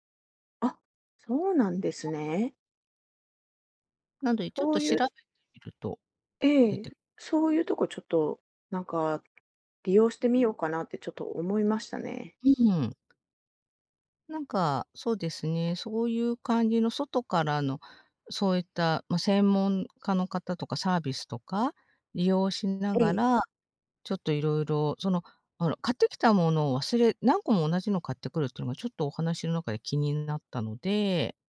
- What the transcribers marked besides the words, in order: other background noise
- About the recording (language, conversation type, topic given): Japanese, advice, 家族とのコミュニケーションを改善するにはどうすればよいですか？